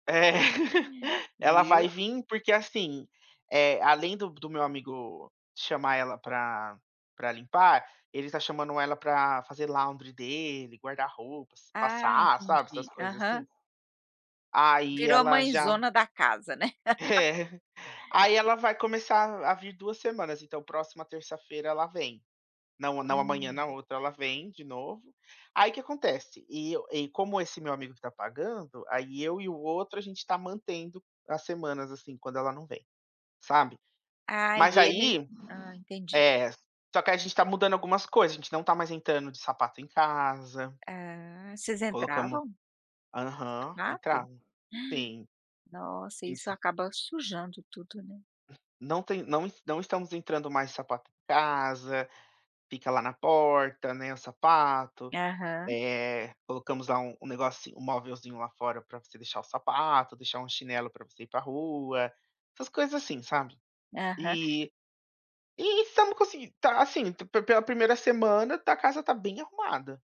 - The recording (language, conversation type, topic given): Portuguese, podcast, Como falar sobre tarefas domésticas sem brigar?
- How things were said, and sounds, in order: giggle; in English: "laundry"; other background noise; laughing while speaking: "É"; chuckle; tapping; gasp